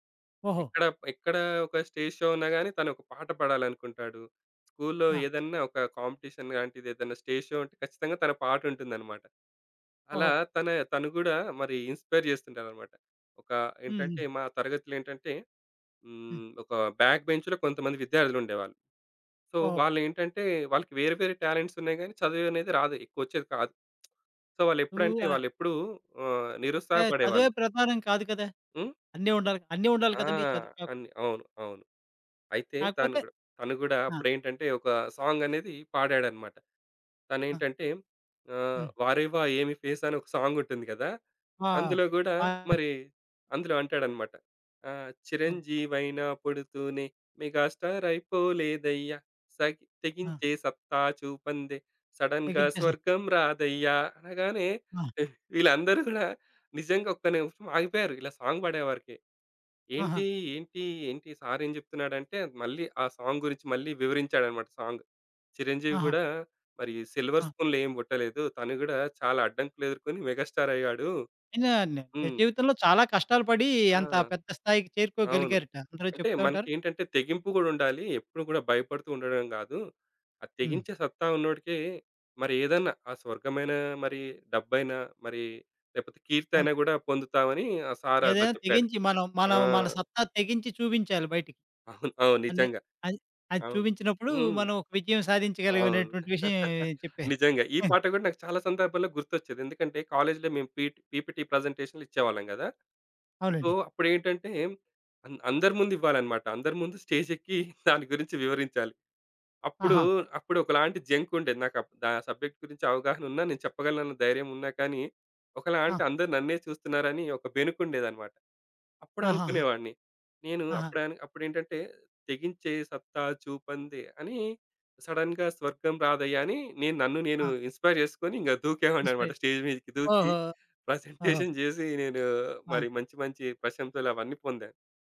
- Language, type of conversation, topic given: Telugu, podcast, ఒక పాట వింటే మీకు ఒక నిర్దిష్ట వ్యక్తి గుర్తుకొస్తారా?
- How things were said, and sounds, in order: in English: "స్టేజ్‌షో"; in English: "కాంపిటీషన్"; in English: "స్టేజ్‌షో"; in English: "ఇన్‌స్పైర్"; in English: "బ్యాక్ బెంచ్‌లో"; in English: "సో"; in English: "టాలెంట్స్"; other background noise; in English: "సో"; in English: "సాంగ్"; in English: "సాంగ్"; singing: "చిరంజీవైన పుడుతూనే మెగా‌స్టార్ అయిపోలేదయ్యా సగి తెగించే సత్తా చూపందే సడెన్‌గా స్వర్గం రాదయ్యా"; chuckle; in English: "సాంగ్"; in English: "సాంగ్"; in English: "సాంగ్"; in English: "సిల్వర్ స్పూన్‌లో"; unintelligible speech; chuckle; chuckle; in English: "కాలేజ్‌లో"; in English: "సో"; chuckle; in English: "సబ్జెక్ట్"; singing: "'తెగించే సత్తా చూపందే"; in English: "సడెన్‌గా"; in English: "ఇన్‌స్పైర్"; in English: "ఇన్‌స్పైర్"; in English: "స్టేజ్"; chuckle; in English: "ప్రజెంటేషన్"